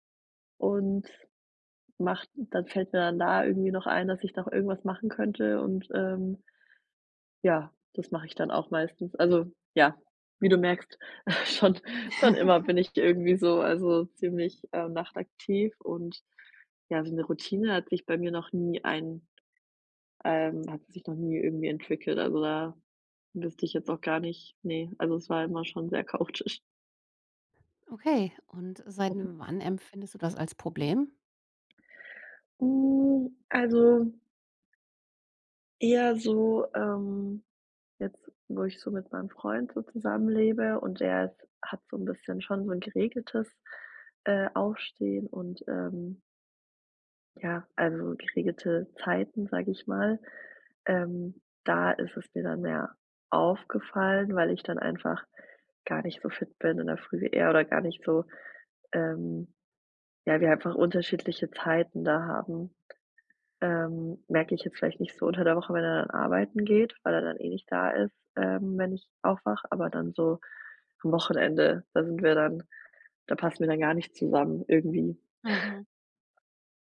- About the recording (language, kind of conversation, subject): German, advice, Wie kann ich meine Abendroutine so gestalten, dass ich zur Ruhe komme und erholsam schlafe?
- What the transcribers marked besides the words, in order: chuckle; giggle; laughing while speaking: "chaotisch"; drawn out: "Hm"; other background noise; chuckle